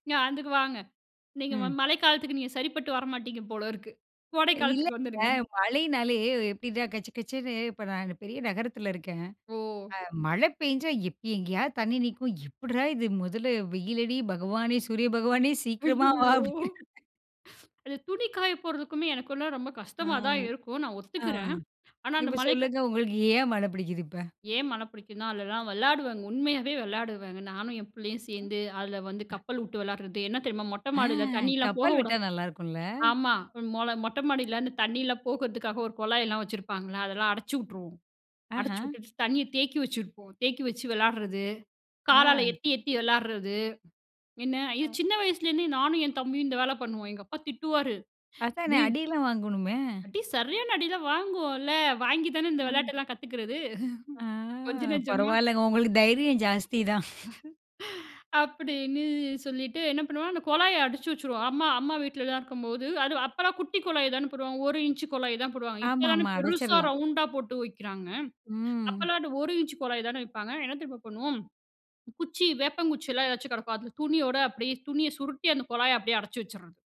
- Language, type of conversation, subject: Tamil, podcast, உங்களுக்கு பிடித்த பருவம் எது, ஏன்?
- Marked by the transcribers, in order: laughing while speaking: "சூரிய பகவானே சீக்கிரமா வா அப்டி"; laughing while speaking: "அய்யயோ!"; tapping; unintelligible speech; other noise; other background noise; drawn out: "ஆ"; laughing while speaking: "பரவாயில்லங்க உங்களுக்கு தைரியம் ஜாஸ்திதான்"; chuckle; chuckle